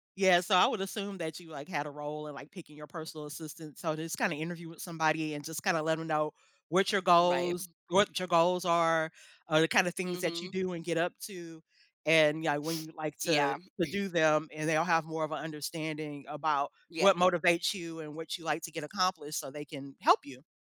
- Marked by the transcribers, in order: other background noise
- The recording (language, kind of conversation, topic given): English, unstructured, How do you decide which type of support—organizational or physical—would benefit your life more?